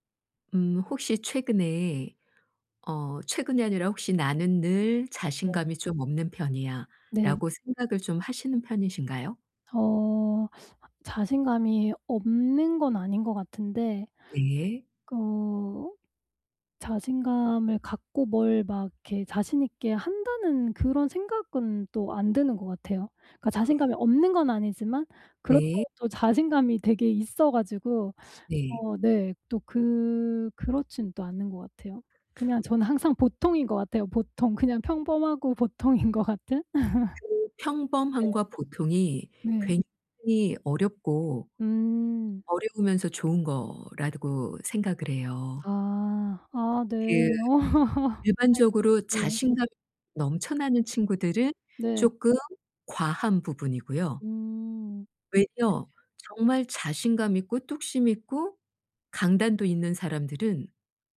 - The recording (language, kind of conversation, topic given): Korean, advice, 자기의심을 줄이고 자신감을 키우려면 어떻게 해야 하나요?
- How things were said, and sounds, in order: other background noise; teeth sucking; inhale; laughing while speaking: "보통인"; laugh; "거라고" said as "거라드고"; laugh